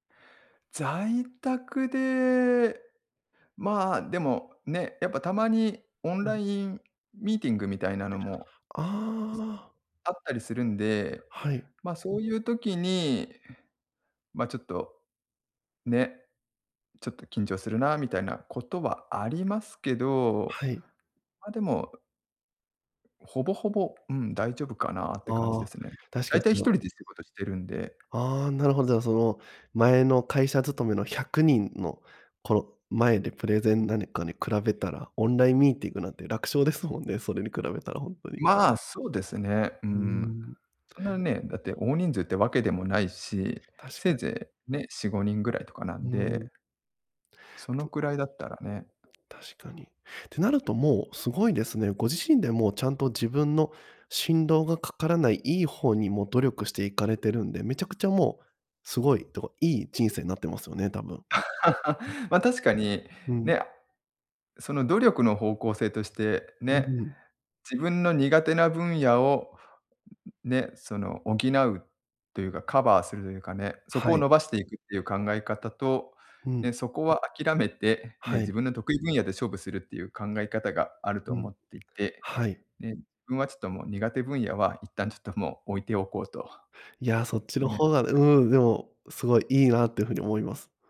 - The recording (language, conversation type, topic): Japanese, advice, プレゼンや面接など人前で極度に緊張してしまうのはどうすれば改善できますか？
- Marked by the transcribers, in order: other noise; laugh